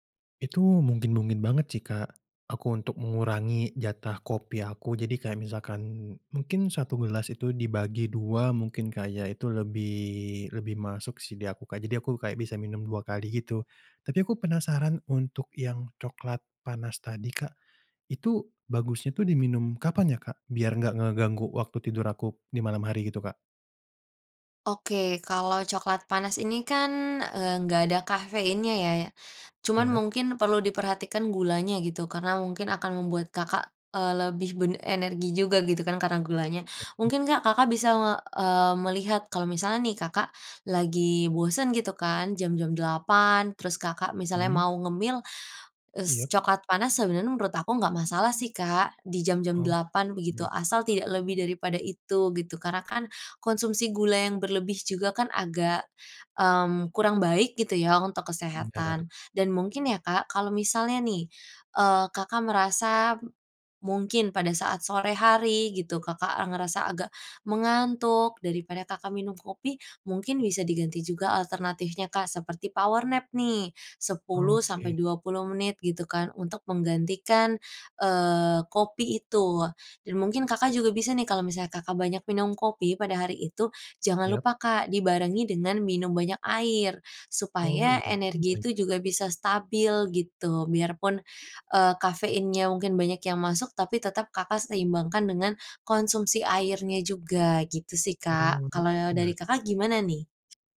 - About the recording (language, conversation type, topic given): Indonesian, advice, Mengapa saya sulit tidur tepat waktu dan sering bangun terlambat?
- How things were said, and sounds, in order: in English: "power nap"; other background noise